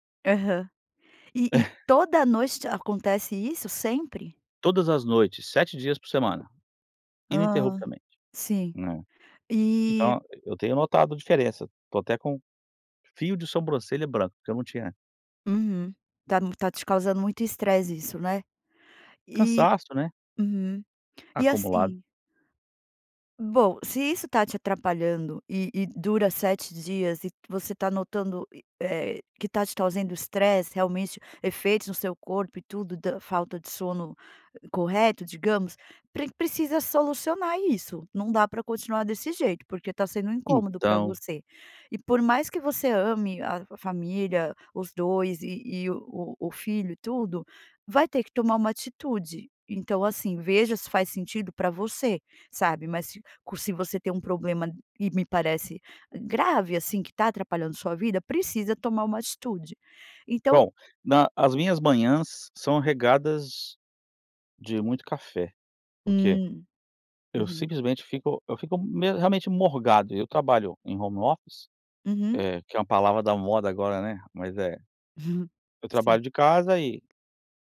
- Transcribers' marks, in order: laugh; tapping
- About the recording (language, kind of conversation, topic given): Portuguese, advice, Como o uso de eletrônicos à noite impede você de adormecer?